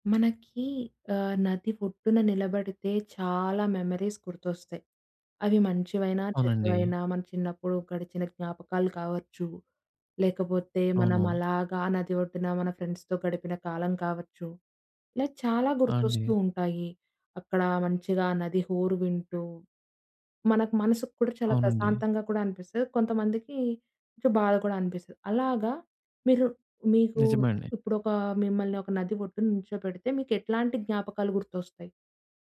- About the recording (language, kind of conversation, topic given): Telugu, podcast, నది ఒడ్డున నిలిచినప్పుడు మీకు గుర్తొచ్చిన ప్రత్యేక క్షణం ఏది?
- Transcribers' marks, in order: in English: "మెమోరీస్"; in English: "ఫ్రెండ్స్‌తో"